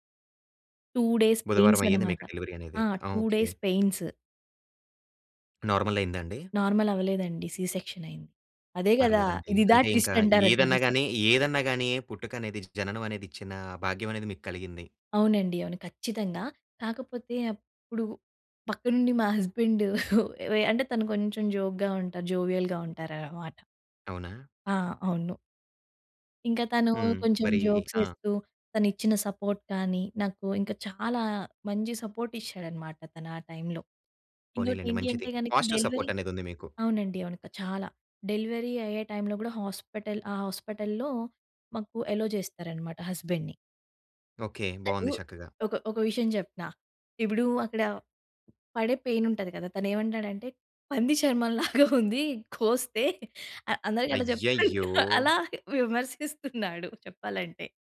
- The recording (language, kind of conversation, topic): Telugu, podcast, నవజాత శిశువు పుట్టిన తరువాత కుటుంబాల్లో సాధారణంగా చేసే సంప్రదాయాలు ఏమిటి?
- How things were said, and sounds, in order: in English: "టు డేస్ పైన్స్"; in English: "డెలివరీ"; in English: "టు డేస్"; tapping; in English: "నార్మల్"; in English: "సి సెక్షన్"; in English: "ట్విస్ట్"; chuckle; in English: "జోక్‌గా"; in English: "జోవియల్‌గా"; in English: "జోక్స్"; in English: "సపోర్ట్"; in English: "సపోర్ట్"; in English: "టైంలో"; in English: "పాజిటివ్ సపోర్ట్"; in English: "డెలివరీ"; in English: "డెలివరీ"; in English: "టైంలో"; in English: "హాస్పిటల్‌లో"; in English: "అల్లో"; in English: "హస్బెండ్‌ని"; in English: "పైన్"; laughing while speaking: "పంది చర్మం లాగా ఉంది. కోస్తే అ అందరికి అట్లా చేప్తుండు అలా విమర్శిస్తున్నాడు చెప్పాలంటే"